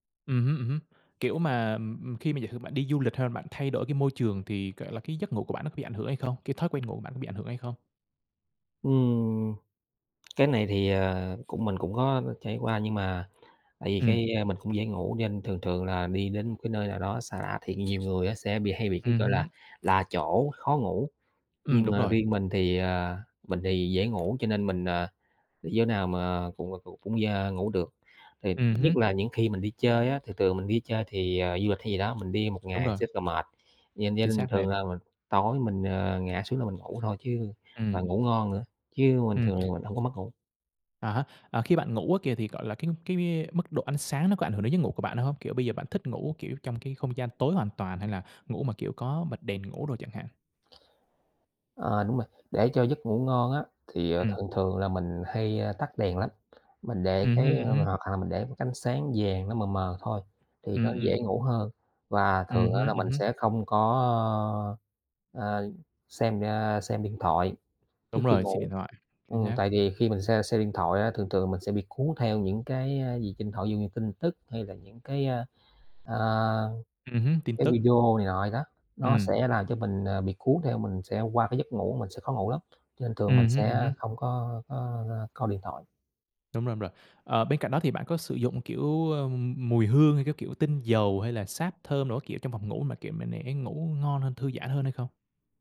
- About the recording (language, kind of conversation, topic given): Vietnamese, podcast, Bạn thường làm gì để ngủ ngon vào ban đêm?
- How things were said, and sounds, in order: other background noise; tapping